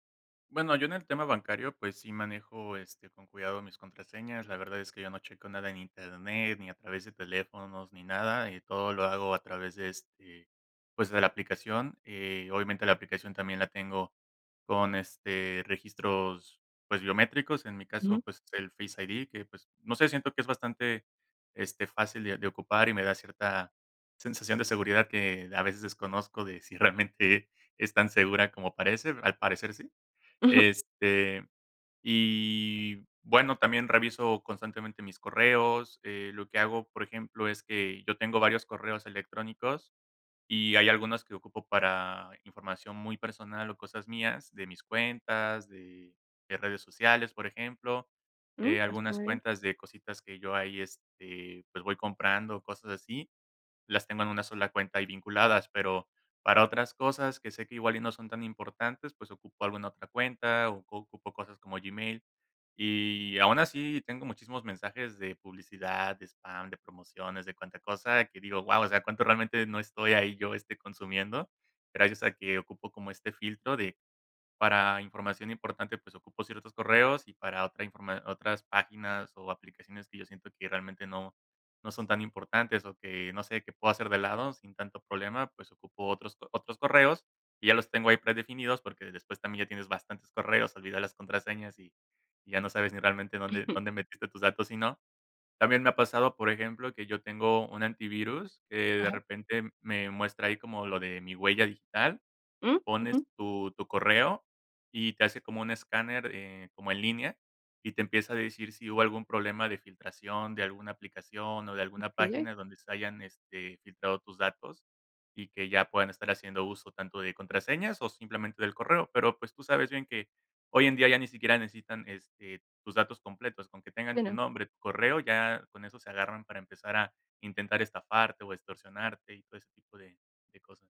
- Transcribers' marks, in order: giggle
- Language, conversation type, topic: Spanish, podcast, ¿Qué te preocupa más de tu privacidad con tanta tecnología alrededor?